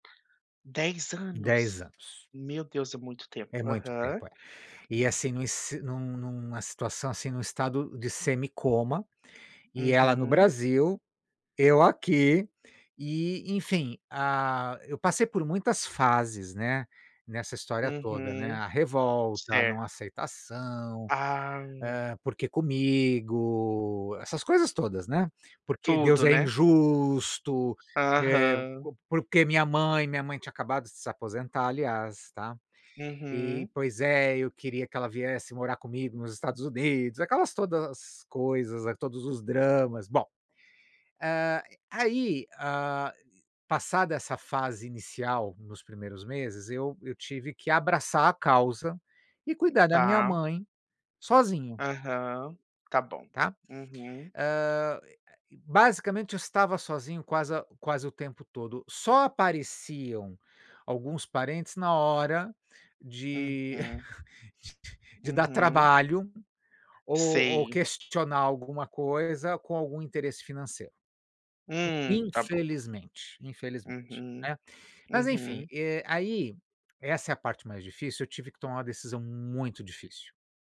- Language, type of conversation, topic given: Portuguese, advice, Como tem sido sua experiência com a expectativa cultural de cuidar sozinho de um parente idoso?
- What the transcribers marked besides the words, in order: tapping; surprised: "dez anos?"; chuckle; other background noise